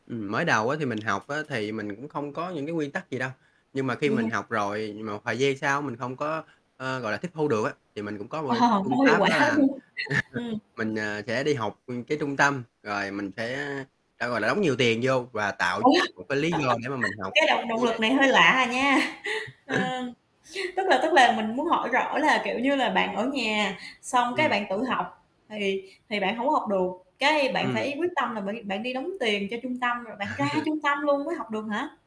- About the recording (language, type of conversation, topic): Vietnamese, podcast, Bạn dùng mẹo nào để giữ động lực suốt cả ngày?
- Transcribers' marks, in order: tapping; static; distorted speech; laughing while speaking: "Ờ"; laughing while speaking: "quả"; chuckle; chuckle; unintelligible speech; chuckle; other noise; chuckle; other background noise